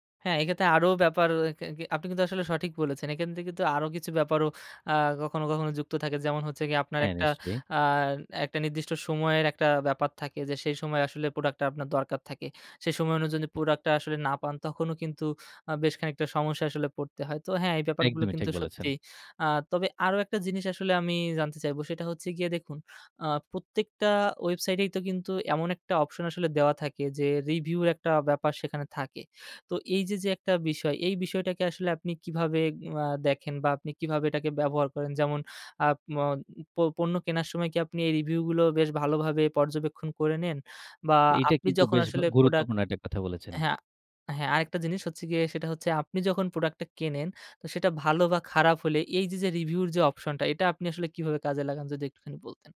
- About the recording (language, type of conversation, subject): Bengali, podcast, অনলাইন কেনাকাটা করার সময় তুমি কী কী বিষয়ে খেয়াল রাখো?
- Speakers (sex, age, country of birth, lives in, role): male, 25-29, Bangladesh, Bangladesh, host; male, 30-34, Bangladesh, Bangladesh, guest
- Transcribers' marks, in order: in English: "review"; in English: "review"; in English: "review"